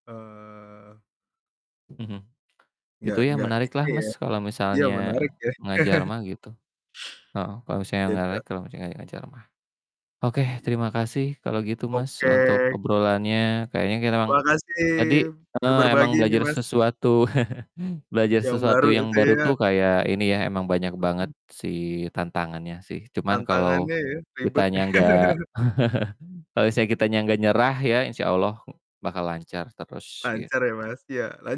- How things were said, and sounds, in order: other background noise; distorted speech; chuckle; chuckle; laugh; chuckle; tapping
- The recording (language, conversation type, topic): Indonesian, unstructured, Apa tantangan terbesar yang Anda hadapi saat mempelajari sesuatu yang baru?